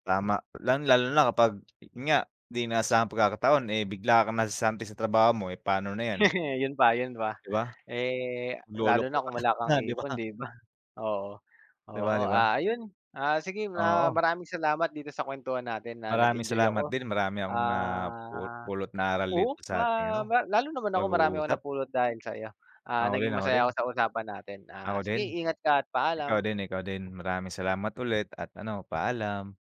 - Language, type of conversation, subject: Filipino, unstructured, Paano mo hinahati ang pera mo para sa gastusin at ipon?
- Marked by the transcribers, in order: tapping; chuckle; laughing while speaking: "ka na 'di ba?"; drawn out: "Ah"